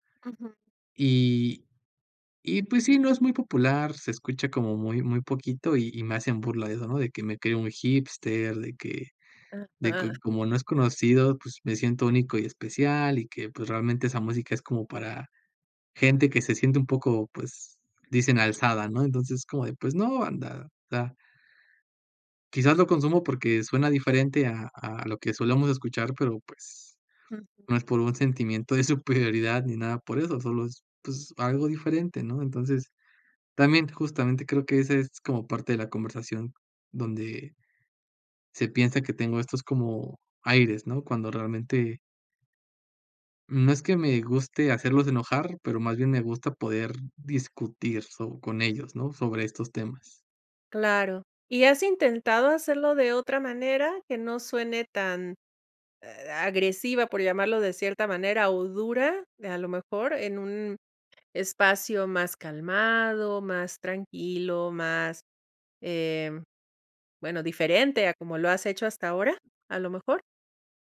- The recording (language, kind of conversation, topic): Spanish, advice, ¿Cómo te sientes cuando temes compartir opiniones auténticas por miedo al rechazo social?
- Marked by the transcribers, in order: laughing while speaking: "superioridad"